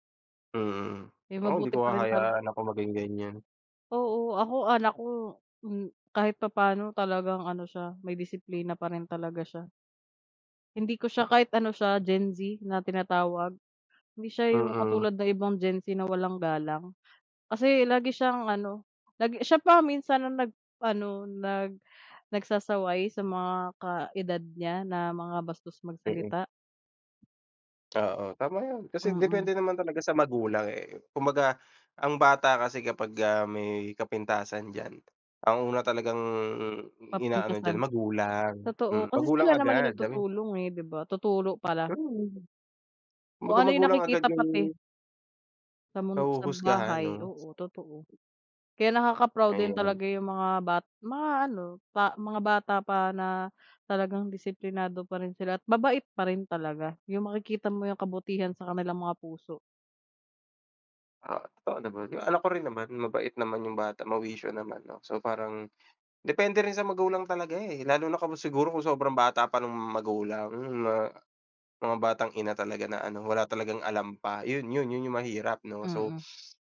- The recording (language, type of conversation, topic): Filipino, unstructured, Paano mo ipinapakita ang kabutihan sa araw-araw?
- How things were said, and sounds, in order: other background noise; other noise; in English: "Generation Z"; in English: "Generation Z"; tapping